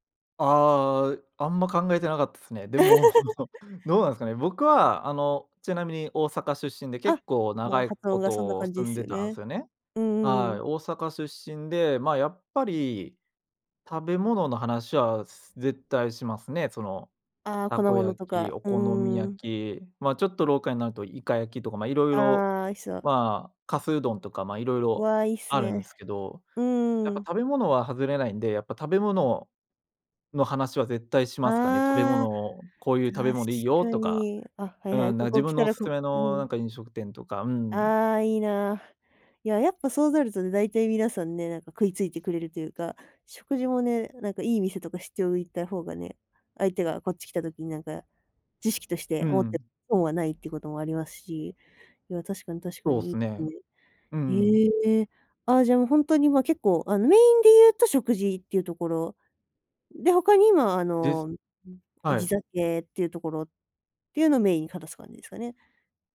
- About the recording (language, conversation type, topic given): Japanese, podcast, 誰でも気軽に始められる交流のきっかけは何ですか？
- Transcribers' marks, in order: laugh; laughing while speaking: "でも"; chuckle